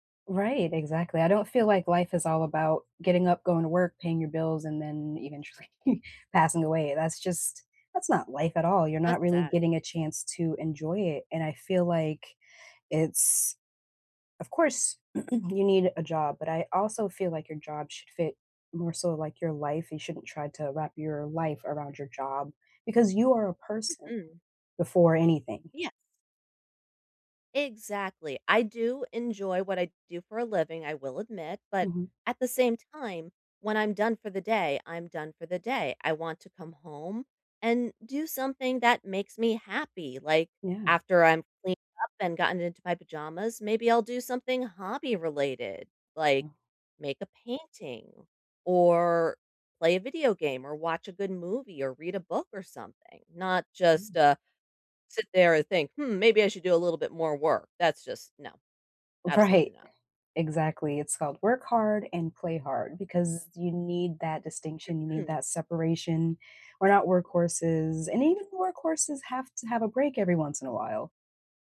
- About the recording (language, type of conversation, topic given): English, unstructured, What’s the best way to handle stress after work?
- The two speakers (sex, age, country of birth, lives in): female, 35-39, United States, United States; female, 40-44, United States, United States
- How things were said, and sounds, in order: laughing while speaking: "eventually"; throat clearing; other background noise; tapping; laughing while speaking: "Right"